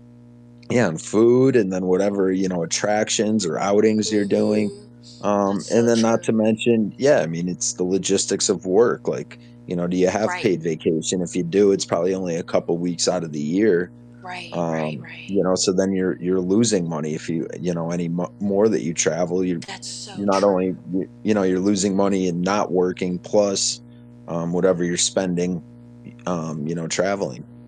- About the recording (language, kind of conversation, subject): English, unstructured, How would your life change if you could travel anywhere for free or eat out without ever paying?
- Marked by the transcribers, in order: other background noise; mechanical hum